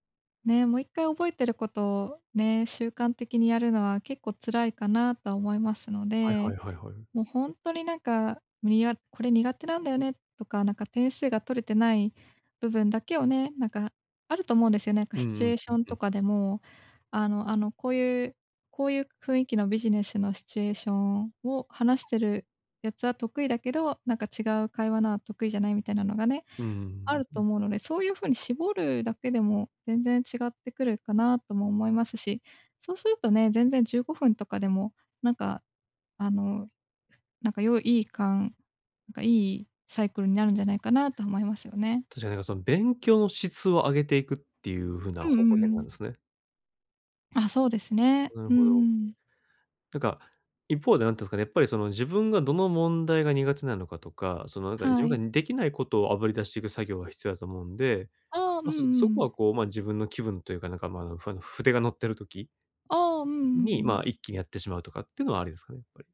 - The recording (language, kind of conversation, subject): Japanese, advice, 気分に左右されずに習慣を続けるにはどうすればよいですか？
- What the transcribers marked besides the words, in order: none